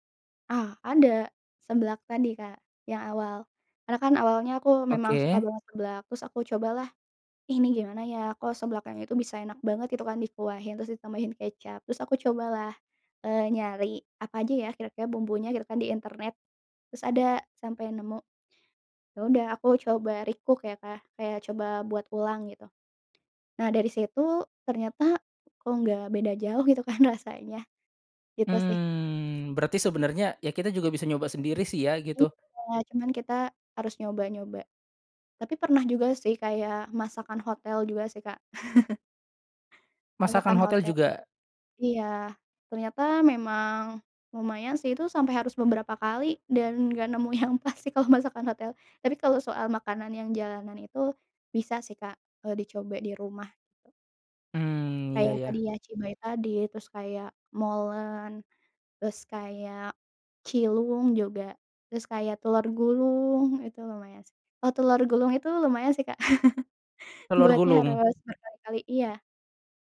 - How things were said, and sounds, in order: in English: "recook"; tapping; laughing while speaking: "gitu kan"; chuckle; laughing while speaking: "yang pas"; chuckle
- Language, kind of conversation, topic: Indonesian, podcast, Apa makanan kaki lima favoritmu, dan kenapa kamu menyukainya?